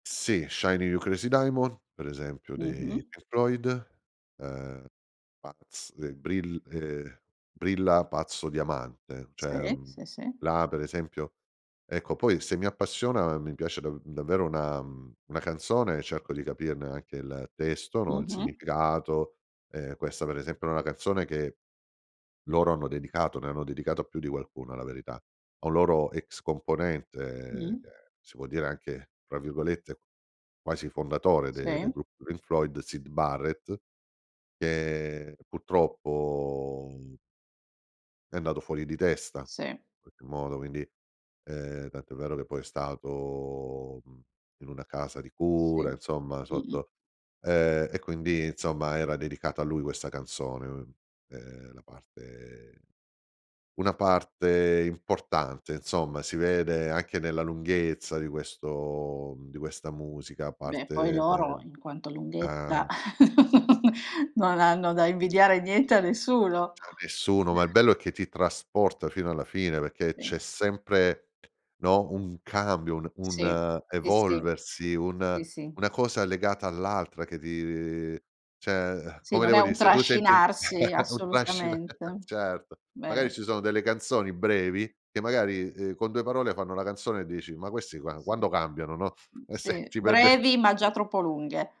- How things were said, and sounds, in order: other background noise; tapping; drawn out: "purtroppo"; drawn out: "stato"; chuckle; chuckle; chuckle; laughing while speaking: "se"; laughing while speaking: "perde"
- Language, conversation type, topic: Italian, podcast, Quale canzone ti emoziona di più e perché?